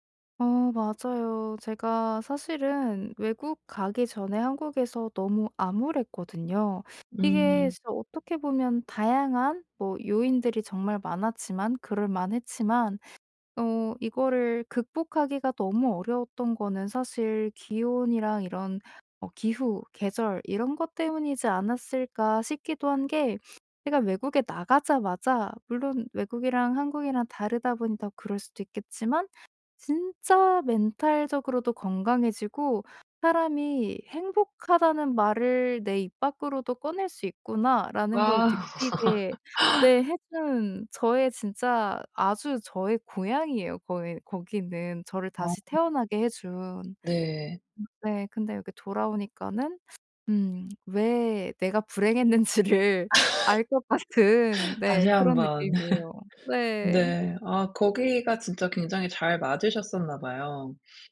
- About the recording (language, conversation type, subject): Korean, advice, 새로운 기후와 계절 변화에 어떻게 적응할 수 있을까요?
- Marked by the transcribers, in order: tapping; laugh; other background noise; laughing while speaking: "불행했는지를 알 것 같은"; laugh